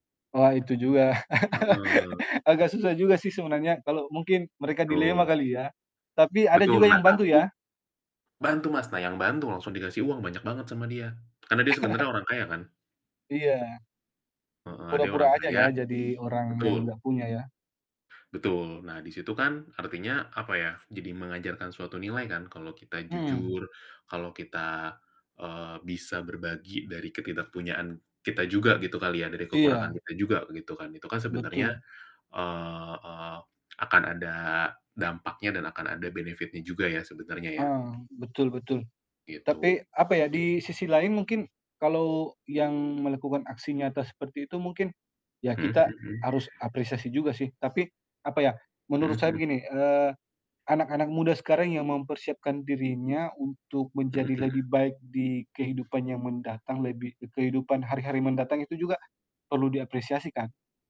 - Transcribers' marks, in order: tapping; laugh; other background noise; laugh; static
- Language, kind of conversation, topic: Indonesian, unstructured, Apa peran pemuda dalam membangun komunitas yang lebih baik?